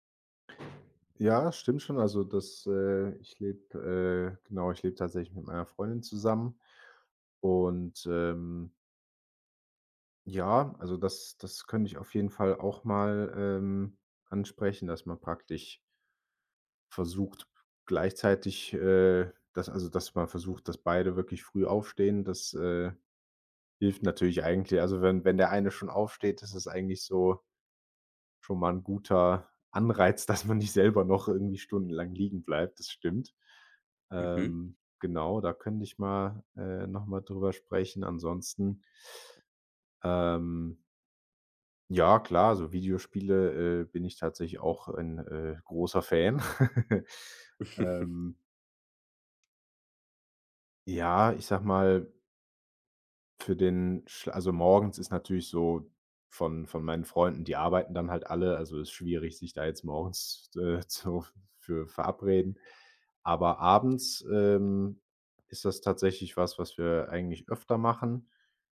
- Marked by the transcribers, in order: other background noise; laughing while speaking: "dass man nicht selber noch"; chuckle
- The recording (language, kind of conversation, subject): German, advice, Warum fällt es dir schwer, einen regelmäßigen Schlafrhythmus einzuhalten?